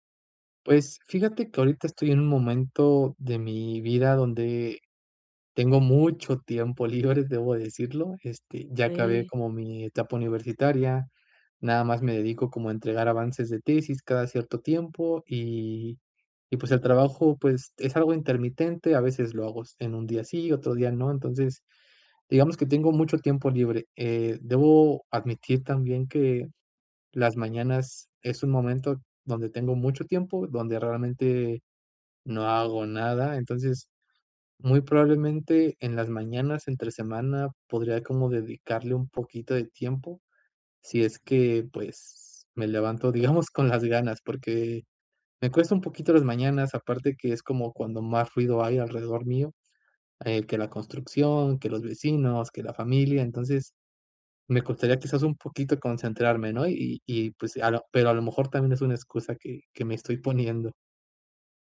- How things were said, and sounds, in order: other background noise
- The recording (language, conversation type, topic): Spanish, advice, ¿Cómo puedo encontrar inspiración constante para mantener una práctica creativa?